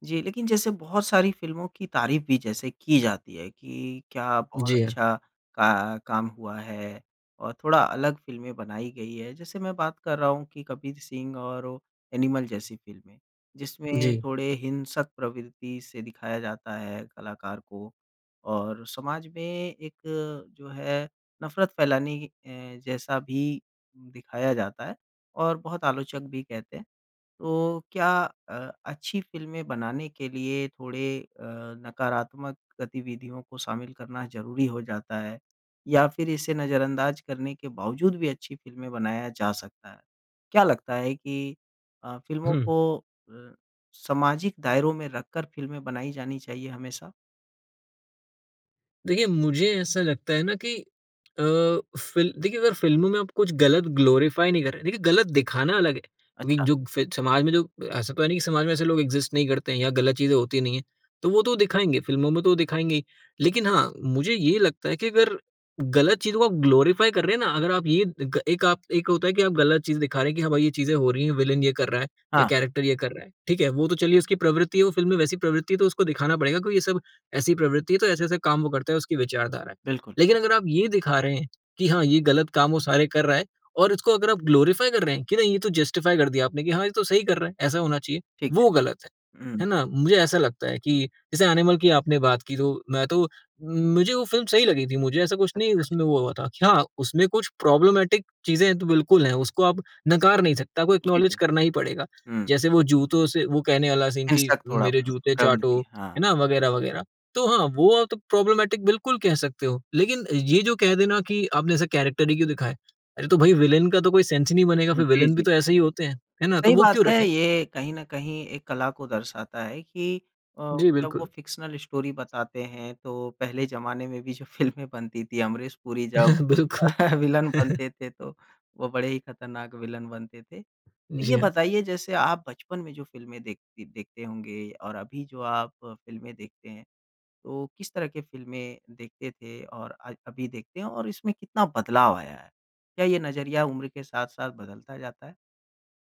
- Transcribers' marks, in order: in English: "ग्लोरिफाई"; in English: "इग्ज़िस्ट"; in English: "ग्लोरिफाई"; in English: "विलन"; in English: "कैरेक्टर"; in English: "ग्लोरिफाई"; in English: "जस्टिफाई"; in English: "प्रोब्लेमेटिक"; in English: "एक्नॉलेज"; in English: "सीन"; in English: "प्रोब्लेमेटिक"; in English: "कैरेक्टर"; in English: "विलेन"; in English: "सेंस"; tapping; in English: "फ़िक्शनल स्टोरी"; laughing while speaking: "फ़िल्में"; chuckle; in English: "विलन"; laughing while speaking: "बिलकुल"; chuckle; in English: "विलन"
- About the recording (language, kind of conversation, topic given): Hindi, podcast, बचपन की कौन सी फिल्म तुम्हें आज भी सुकून देती है?